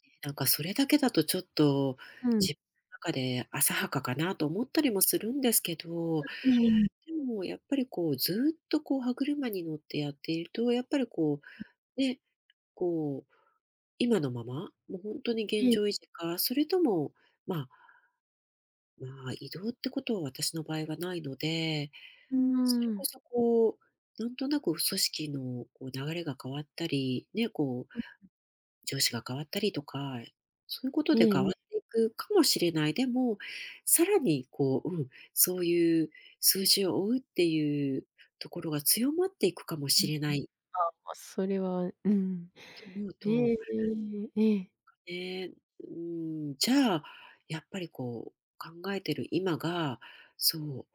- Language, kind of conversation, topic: Japanese, advice, 起業するか今の仕事を続けるか迷っているとき、どう判断すればよいですか？
- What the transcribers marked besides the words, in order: other background noise; tapping